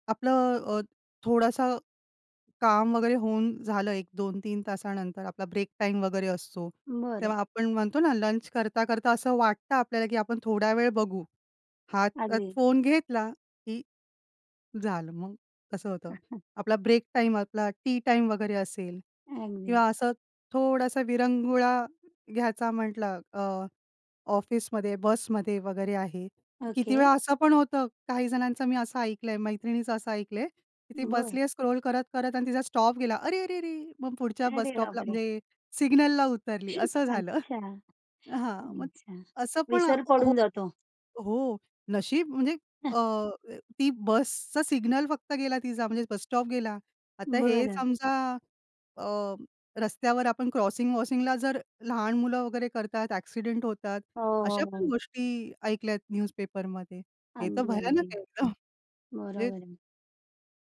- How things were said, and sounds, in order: chuckle; in English: "स्क्रॉल"; surprised: "अरे! अरे! अरे!"; scoff; chuckle; chuckle; in English: "क्रॉसिंग-वॉसिंग"; in English: "न्यूजपेपरमध्ये"; laughing while speaking: "एकदम"
- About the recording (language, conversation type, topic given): Marathi, podcast, वेळ नकळत निघून जातो असे वाटते तशी सततची चाळवाचाळवी थांबवण्यासाठी तुम्ही काय कराल?